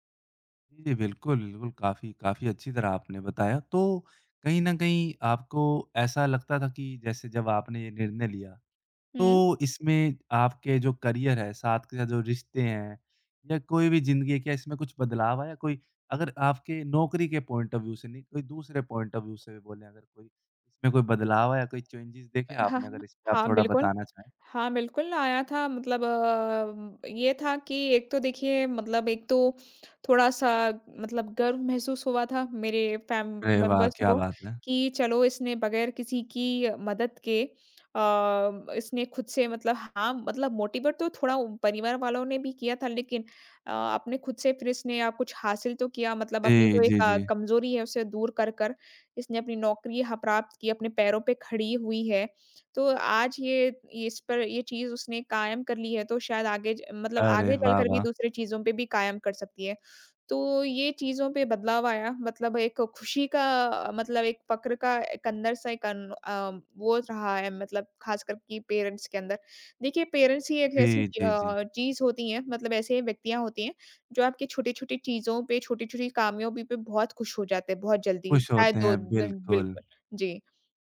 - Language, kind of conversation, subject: Hindi, podcast, क्या कभी किसी छोटी-सी हिम्मत ने आपको कोई बड़ा मौका दिलाया है?
- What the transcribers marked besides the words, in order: in English: "पॉइंट ऑफ़ व्यू"; in English: "पॉइंट ऑफ़ व्यू"; in English: "चेंजेज़"; in English: "फ़ैम मेंबर्स"; in English: "मोटिवेट"; tapping; in English: "पेरेंट्स"; in English: "पेरेंट्स"